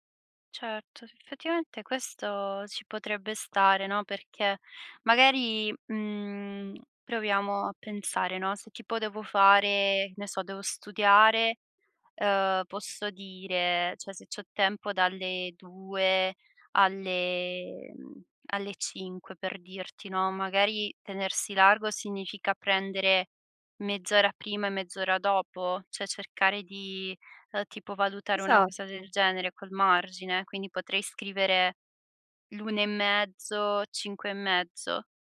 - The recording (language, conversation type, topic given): Italian, advice, Come descriveresti l’assenza di una routine quotidiana e la sensazione che le giornate ti sfuggano di mano?
- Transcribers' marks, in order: "Certo" said as "cetto"; "Cioè" said as "ceh"